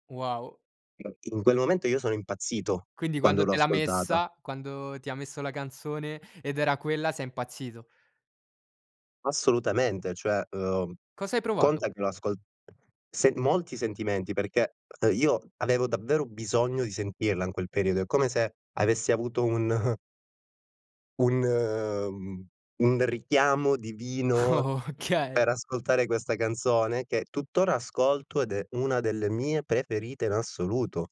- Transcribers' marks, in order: other background noise; singing: "un"; laughing while speaking: "Okay"
- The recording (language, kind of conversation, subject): Italian, podcast, Quale canzone ti fa sentire a casa?